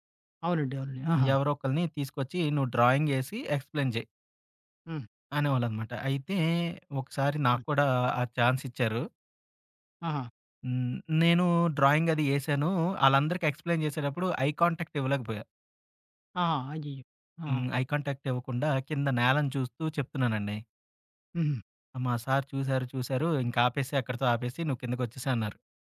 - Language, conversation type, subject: Telugu, podcast, ఆత్మవిశ్వాసం తగ్గినప్పుడు దానిని మళ్లీ ఎలా పెంచుకుంటారు?
- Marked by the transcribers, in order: in English: "డ్రాయింగ్"; in English: "ఎక్స్‌ప్లెయిన్"; in English: "ఛాన్స్"; in English: "డ్రాయింగ్"; in English: "ఎక్స్‌ప్లెయిన్"; in English: "ఐ కాంటాక్ట్"; in English: "ఐ"